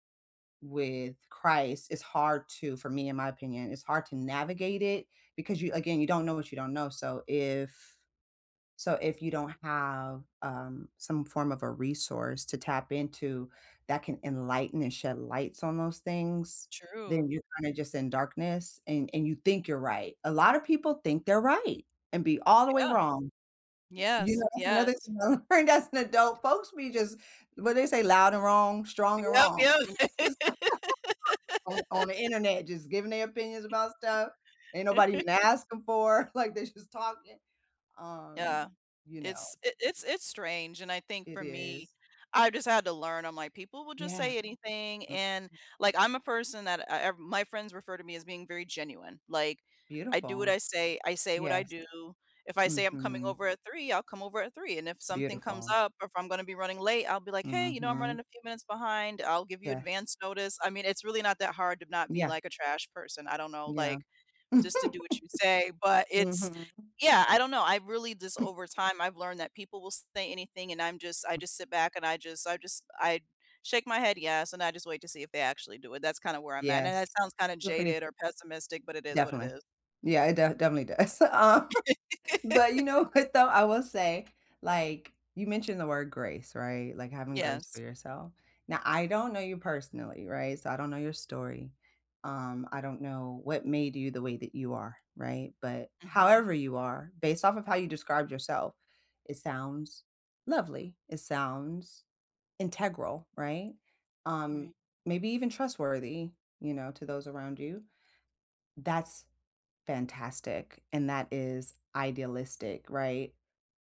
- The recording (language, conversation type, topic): English, unstructured, What’s the biggest surprise you’ve had about learning as an adult?
- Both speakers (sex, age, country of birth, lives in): female, 40-44, United States, United States; female, 40-44, United States, United States
- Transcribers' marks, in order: laughing while speaking: "I learned"; laugh; chuckle; laugh; laughing while speaking: "like"; chuckle; chuckle; other background noise; laugh; chuckle; laughing while speaking: "um"; laughing while speaking: "what"; tapping